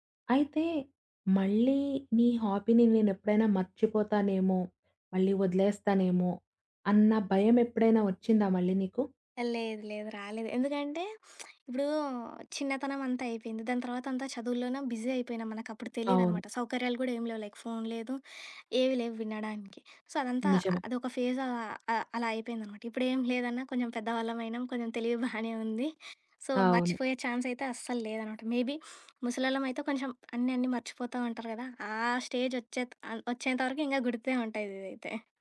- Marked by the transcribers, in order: in English: "హాబీని"; other background noise; lip smack; in English: "బిజీ"; in English: "లైక్"; in English: "సో"; laughing while speaking: "బానే"; in English: "సో"; in English: "మేబీ"; sniff
- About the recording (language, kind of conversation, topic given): Telugu, podcast, పాత హాబీతో మళ్లీ మమేకమయ్యేటప్పుడు సాధారణంగా ఎదురయ్యే సవాళ్లు ఏమిటి?